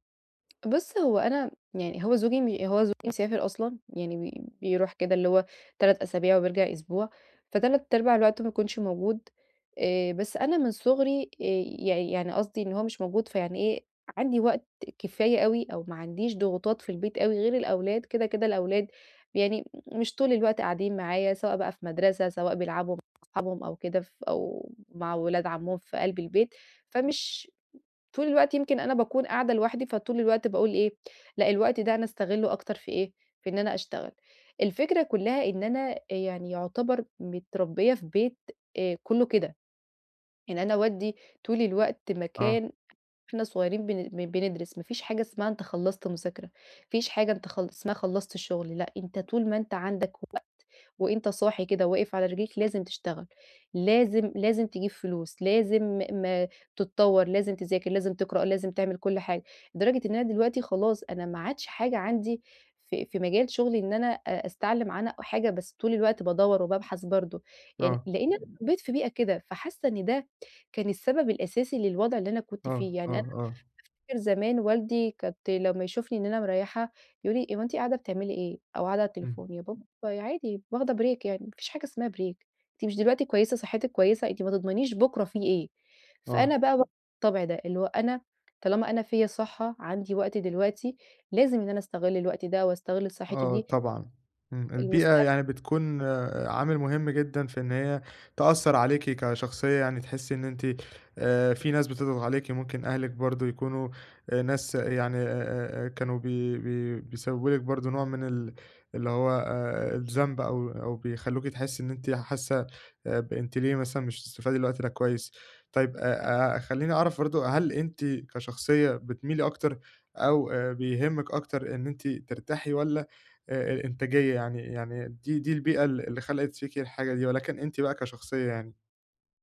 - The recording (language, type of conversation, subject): Arabic, advice, إزاي أبطل أحس بالذنب لما أخصص وقت للترفيه؟
- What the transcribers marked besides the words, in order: tapping; other background noise; in English: "break"; in English: "break"; other noise; unintelligible speech